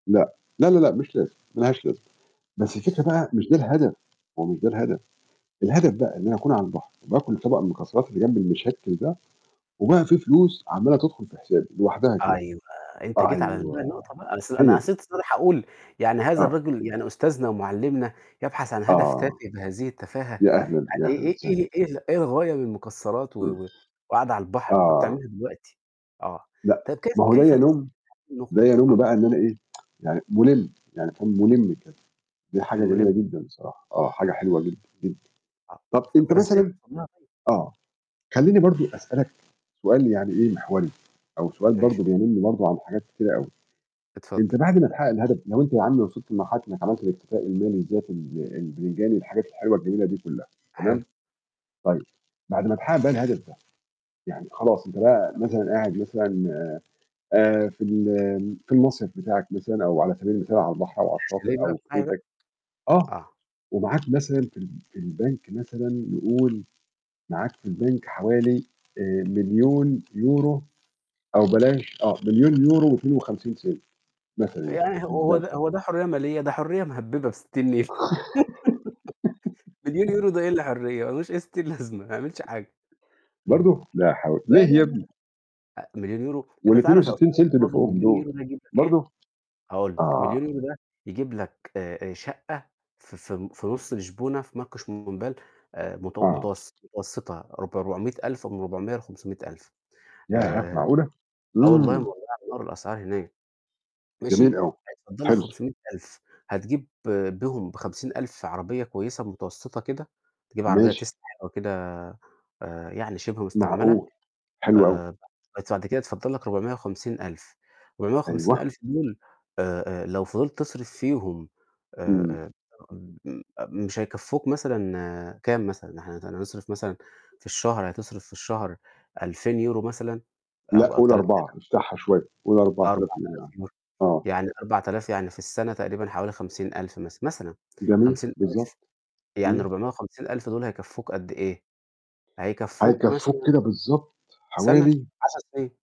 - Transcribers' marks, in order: static; tapping; mechanical hum; distorted speech; unintelligible speech; tsk; "مُلِم" said as "مُنِل"; giggle; laugh; laughing while speaking: "ما لوش أي ستين لازمة"; in English: "cent"; unintelligible speech; other background noise
- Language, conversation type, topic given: Arabic, unstructured, إزاي بتتخيل حياتك بعد ما تحقق أول هدف كبير ليك؟